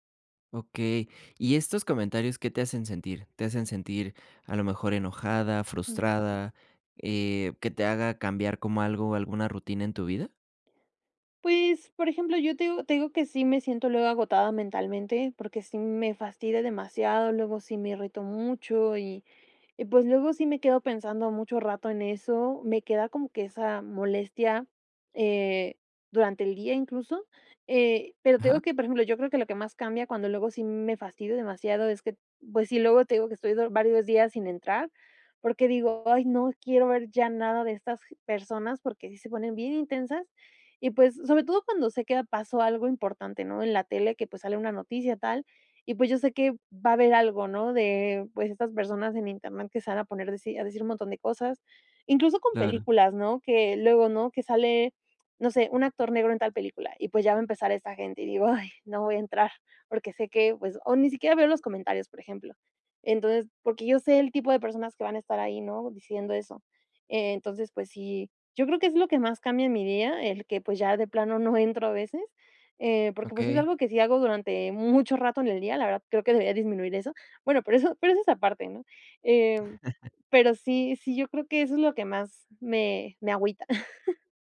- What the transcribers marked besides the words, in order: chuckle; chuckle
- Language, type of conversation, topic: Spanish, advice, ¿Cómo te han afectado los comentarios negativos en redes sociales?